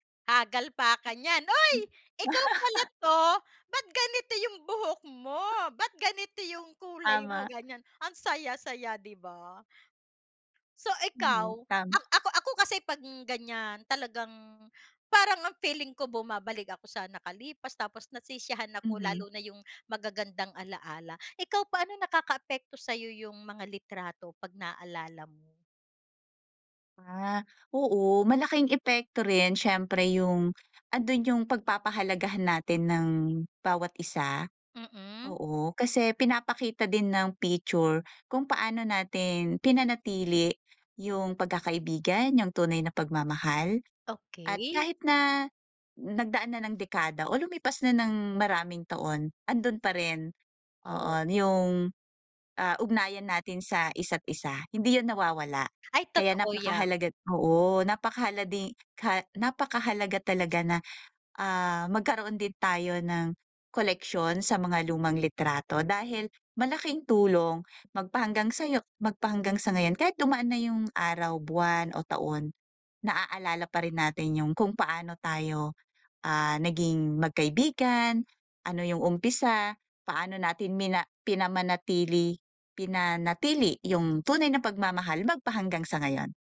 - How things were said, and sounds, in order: laugh
- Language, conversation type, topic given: Filipino, unstructured, Ano ang pakiramdam mo kapag tinitingnan mo ang mga lumang litrato?